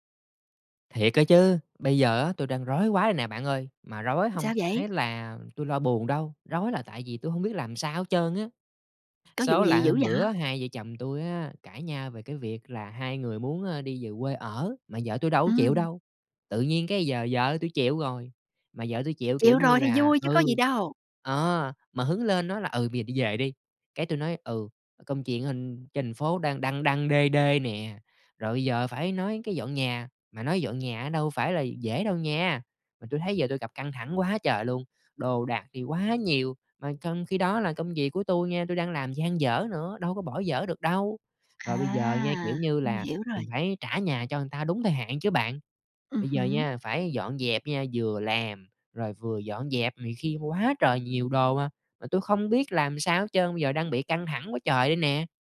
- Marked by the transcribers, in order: other background noise; "người" said as "ừn"
- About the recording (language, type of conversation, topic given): Vietnamese, advice, Làm sao để giảm căng thẳng khi sắp chuyển nhà mà không biết bắt đầu từ đâu?